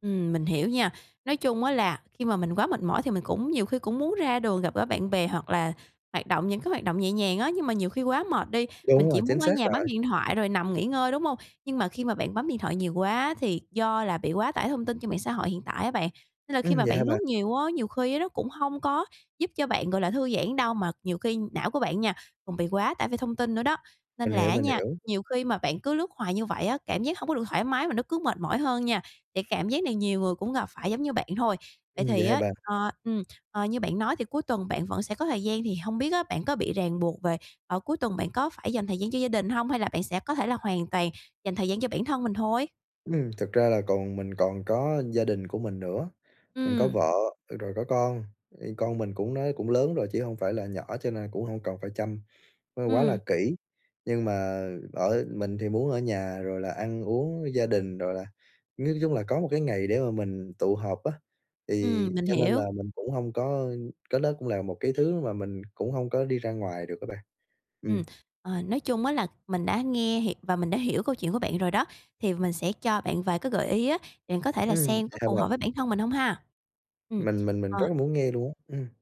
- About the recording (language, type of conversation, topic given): Vietnamese, advice, Làm sao để dành thời gian nghỉ ngơi cho bản thân mỗi ngày?
- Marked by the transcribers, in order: tapping; other background noise